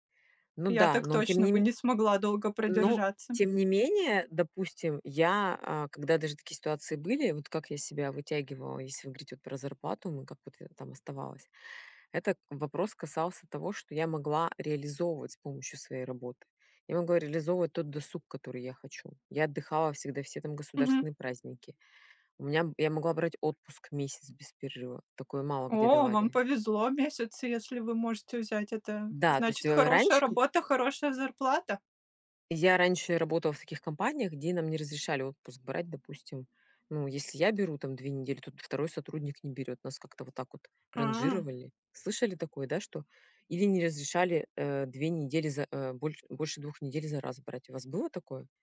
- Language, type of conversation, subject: Russian, unstructured, Как вы выбираете между высокой зарплатой и интересной работой?
- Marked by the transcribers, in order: tapping